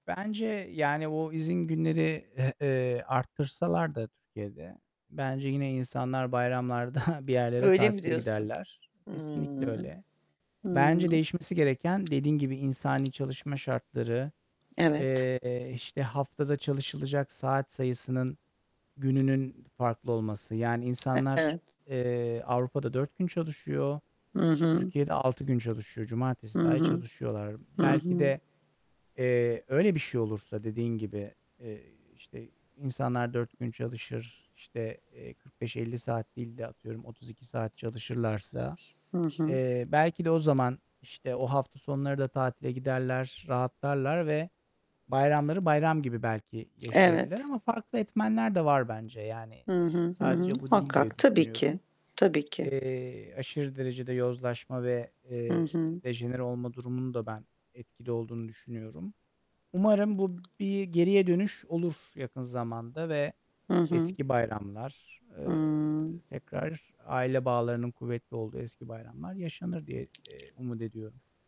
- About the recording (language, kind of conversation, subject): Turkish, unstructured, Sizce bayramlar aile bağlarını nasıl etkiliyor?
- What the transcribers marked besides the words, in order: distorted speech; other background noise; chuckle; tapping